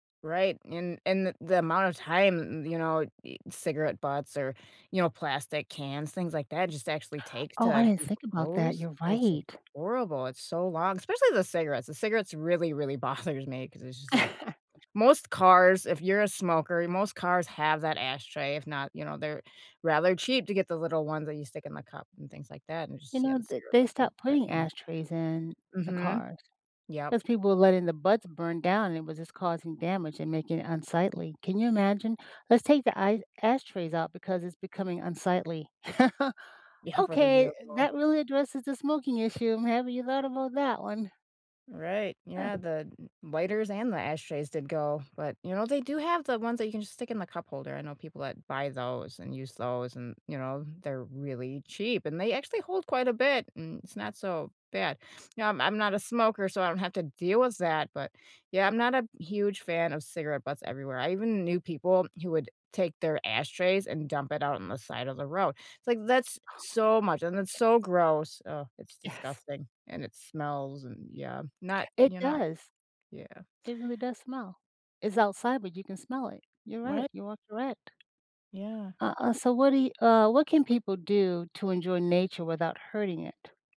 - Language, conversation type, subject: English, unstructured, What do you think about travelers who litter or damage natural areas?
- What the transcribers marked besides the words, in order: laughing while speaking: "bothers"; laugh; laugh; other background noise; laughing while speaking: "Oh"